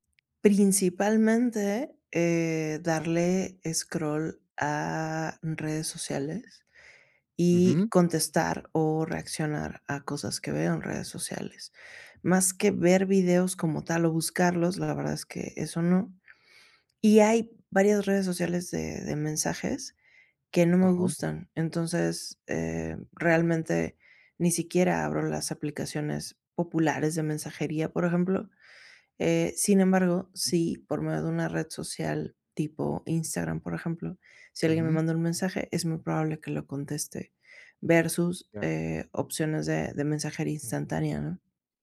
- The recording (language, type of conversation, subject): Spanish, advice, ¿Cómo puedo evitar distraerme con el teléfono o las redes sociales mientras trabajo?
- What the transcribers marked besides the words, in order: tapping